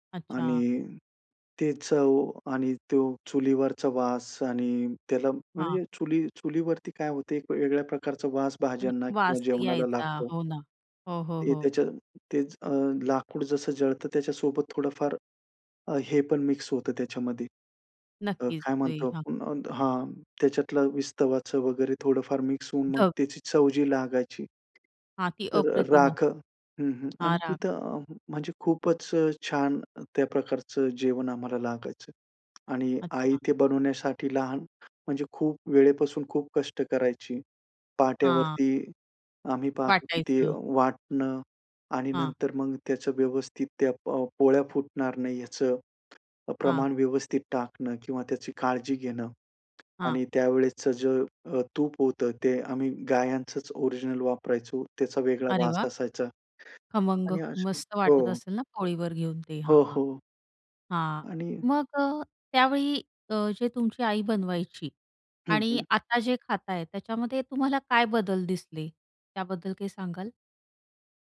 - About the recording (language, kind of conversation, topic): Marathi, podcast, बालपणीच्या जेवणाची आठवण तुम्हाला काय सांगते?
- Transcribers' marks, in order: tapping